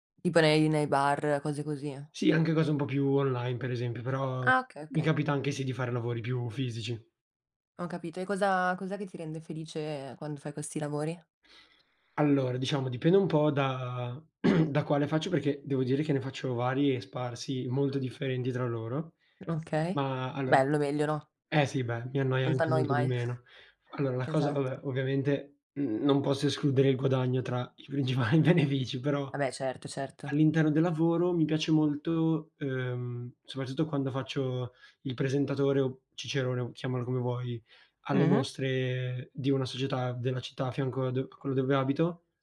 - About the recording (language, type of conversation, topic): Italian, unstructured, Qual è la cosa che ti rende più felice nel tuo lavoro?
- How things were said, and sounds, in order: throat clearing; laughing while speaking: "principali benefici"